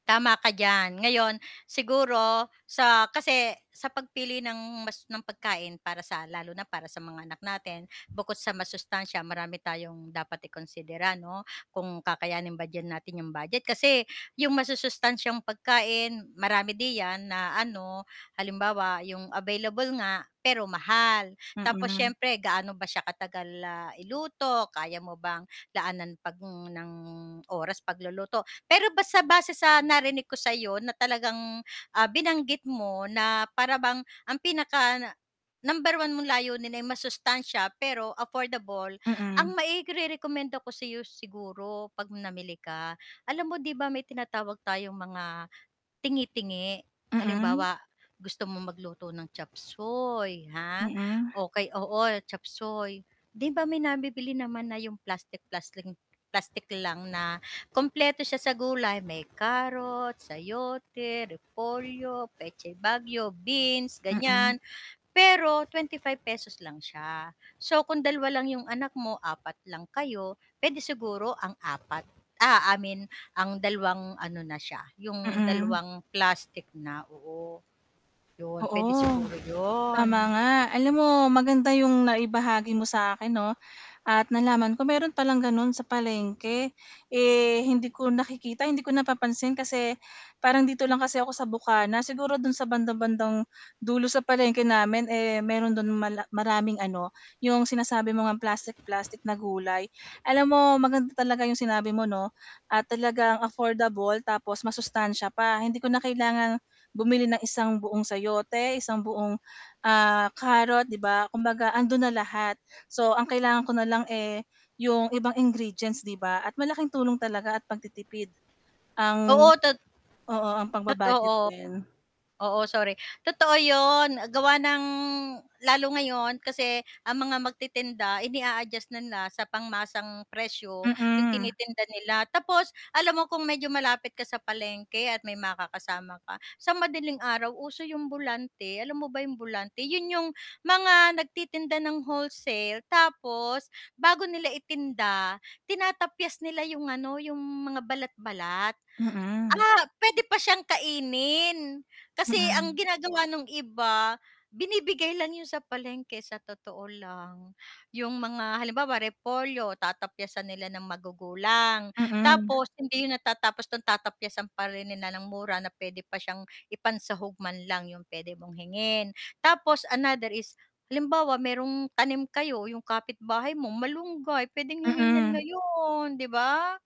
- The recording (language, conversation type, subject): Filipino, advice, Paano ako makakapagluto ng murang ngunit masustansiyang pagkain para sa buong pamilya?
- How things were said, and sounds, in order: tapping; other background noise; static; background speech